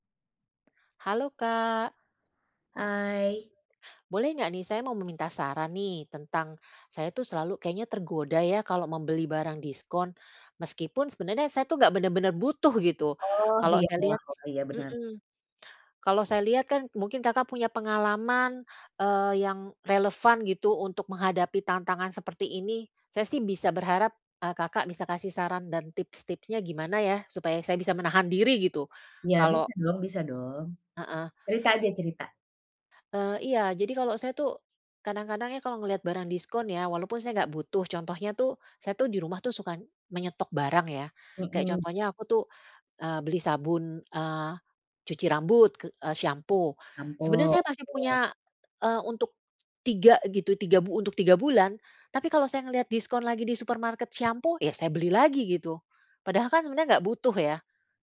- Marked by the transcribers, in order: other background noise; tongue click; in English: "supermarket"
- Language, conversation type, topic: Indonesian, advice, Mengapa saya selalu tergoda membeli barang diskon padahal sebenarnya tidak membutuhkannya?
- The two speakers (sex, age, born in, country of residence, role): female, 45-49, Indonesia, Indonesia, advisor; female, 50-54, Indonesia, Netherlands, user